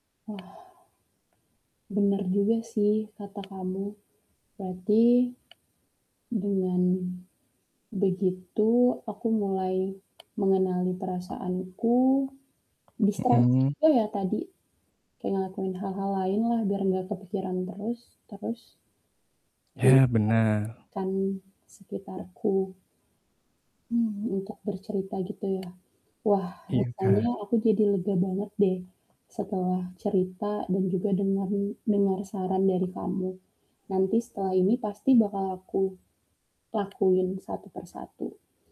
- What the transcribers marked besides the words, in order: static; tapping; distorted speech
- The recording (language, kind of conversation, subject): Indonesian, advice, Bagaimana saya bisa berduka atas ekspektasi yang tidak terpenuhi setelah putus cinta?